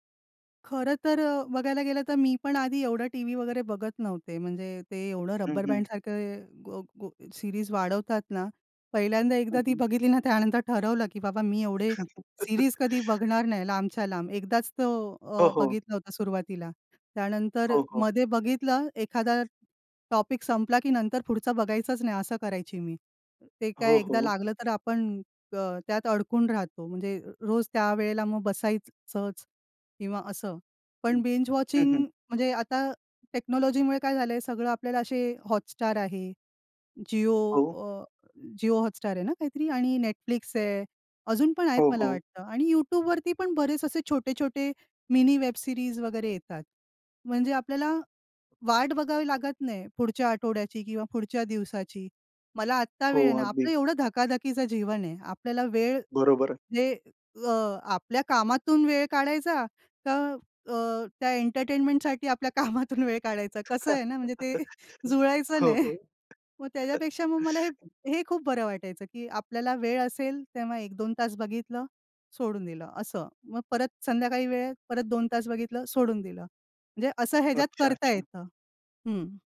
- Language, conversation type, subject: Marathi, podcast, तुम्ही सलग अनेक भाग पाहता का, आणि त्यामागचे कारण काय आहे?
- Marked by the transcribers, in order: in English: "सीरीज"; laugh; in English: "सीरीज"; in English: "टॉपिक"; other background noise; tapping; in English: "बींज वॉचिंग"; other noise; in English: "टेक्नॉलॉजीमुळे"; in English: "मिनी वेब सीरीज"; laughing while speaking: "आपल्या कामातून"; laugh; chuckle; laugh